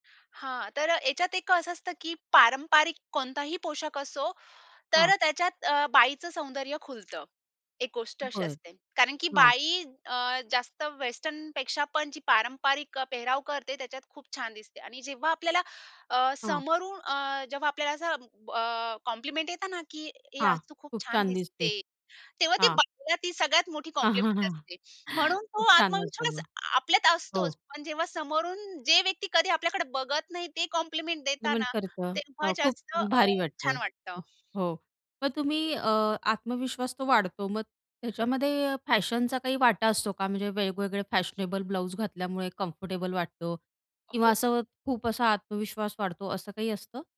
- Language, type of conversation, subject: Marathi, podcast, साडी किंवा पारंपरिक पोशाख घातल्यावर तुम्हाला आत्मविश्वास कसा येतो?
- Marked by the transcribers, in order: tapping; in English: "कॉम्प्लिमेंट"; in English: "कॉम्प्लिमेंट"; chuckle; in English: "कॉम्प्लिमेंट"; in English: "कॉम्प्लिमेंट"; other background noise; in English: "कम्फर्टेबल"